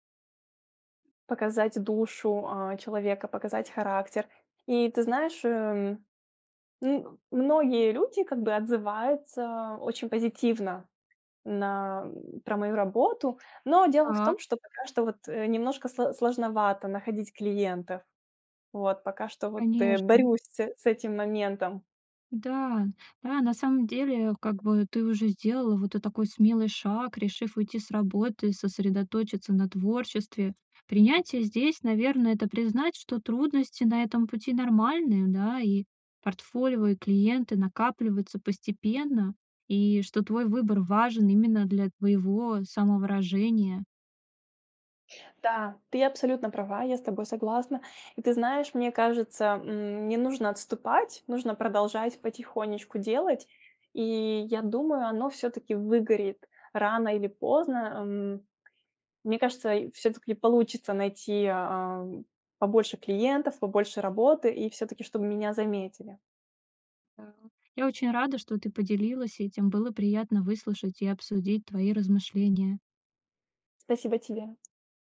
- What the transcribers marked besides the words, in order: other background noise
- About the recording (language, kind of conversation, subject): Russian, advice, Как принять, что разрыв изменил мои жизненные планы, и не терять надежду?